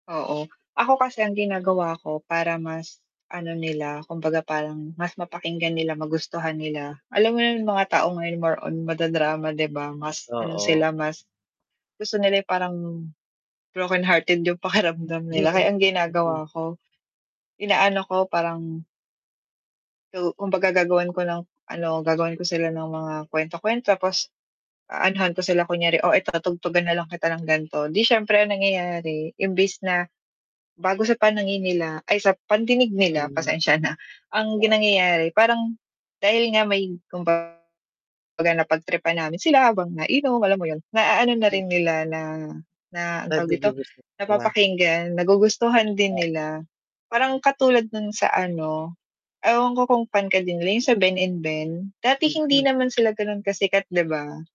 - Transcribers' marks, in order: distorted speech; other background noise; tapping; unintelligible speech; static; chuckle; unintelligible speech
- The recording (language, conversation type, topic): Filipino, unstructured, Paano mo ibinabahagi ang paborito mong musika sa mga kaibigan mo?